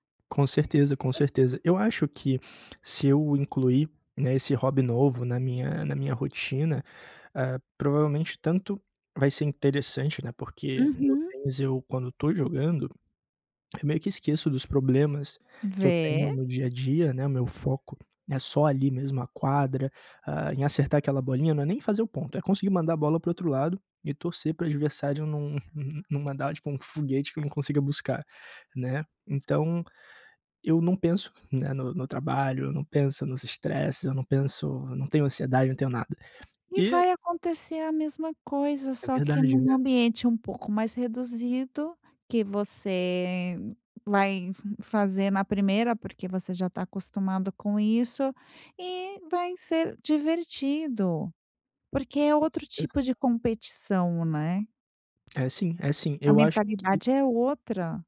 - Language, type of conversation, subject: Portuguese, advice, Como posso começar um novo hobby sem ficar desmotivado?
- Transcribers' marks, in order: tapping